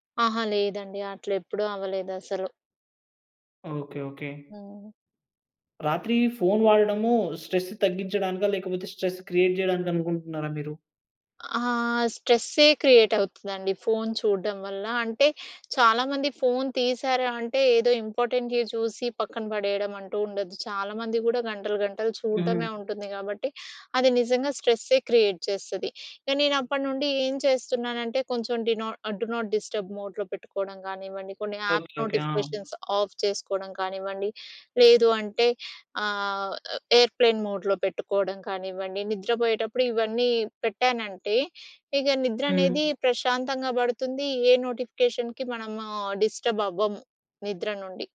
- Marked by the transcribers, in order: in English: "స్ట్రెస్"; in English: "స్ట్రెస్ క్రియేట్"; in English: "క్రియేట్"; in English: "క్రియేట్"; in English: "నాట్"; in English: "డూ నాట్ డిస్టర్బ్ మోడ్‌లో"; in English: "యాప్ నోటిఫికేషన్స్ ఆఫ్"; in English: "ఎయిర్‌ప్లేన్ మోడ్‌లో"; in English: "నోటిఫికేషన్‍కి"; in English: "డిస్టర్బ్"
- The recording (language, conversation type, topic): Telugu, podcast, రాత్రి పడుకునే ముందు మొబైల్ ఫోన్ వాడకం గురించి మీ అభిప్రాయం ఏమిటి?